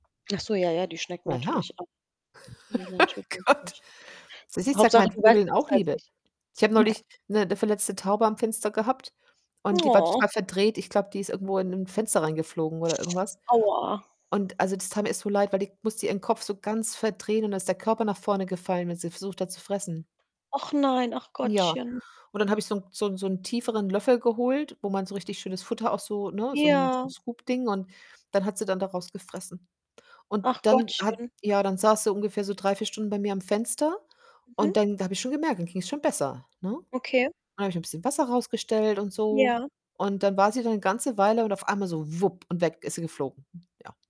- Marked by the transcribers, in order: laugh; laughing while speaking: "Ach Gott"; distorted speech; unintelligible speech; snort; tongue click; other background noise; drawn out: "Ja"; in English: "Scoop"; tapping
- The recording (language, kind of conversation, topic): German, unstructured, Wie kann man jeden Tag Liebe zeigen?